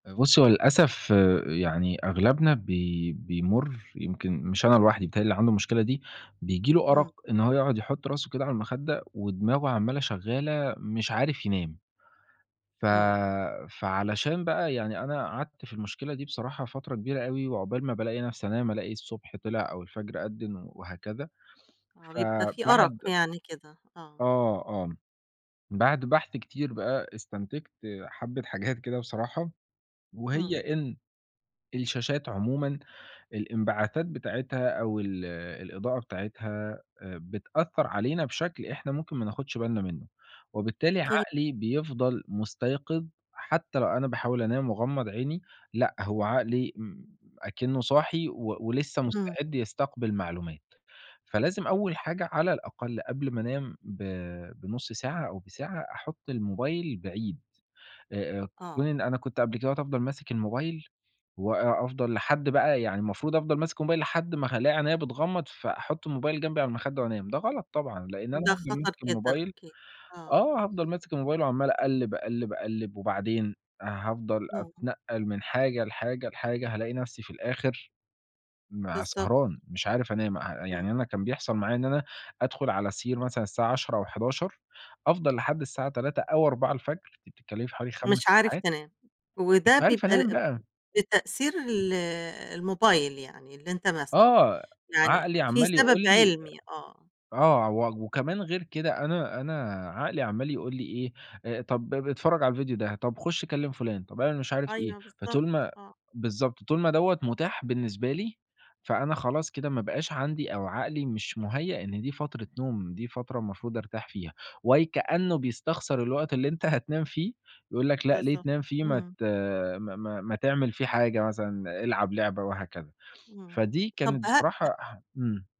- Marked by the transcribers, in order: tapping
- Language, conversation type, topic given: Arabic, podcast, إيه الطقوس البسيطة اللي بتعملها عشان تهدى قبل ما تنام؟